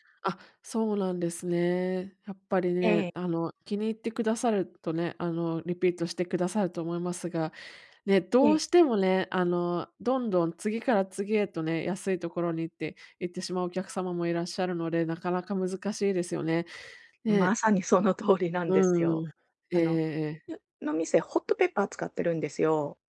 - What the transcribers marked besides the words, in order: none
- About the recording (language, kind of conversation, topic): Japanese, advice, 社会の期待と自分の価値観がぶつかったとき、どう対処すればいいですか？
- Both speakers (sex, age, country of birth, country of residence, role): female, 35-39, Japan, United States, advisor; female, 45-49, Japan, Japan, user